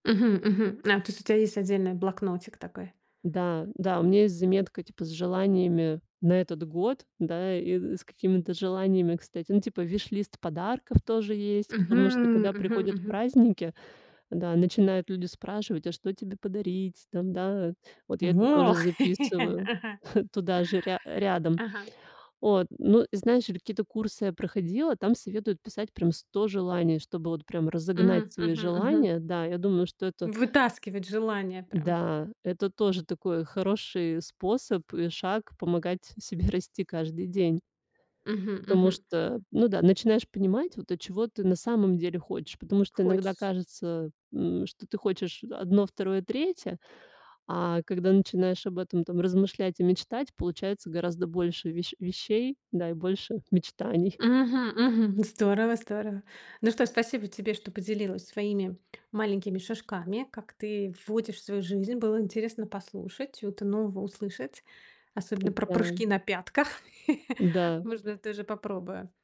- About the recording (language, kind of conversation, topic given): Russian, podcast, Какие маленькие шаги помогают тебе расти каждый день?
- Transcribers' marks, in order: laugh; chuckle; tapping; laugh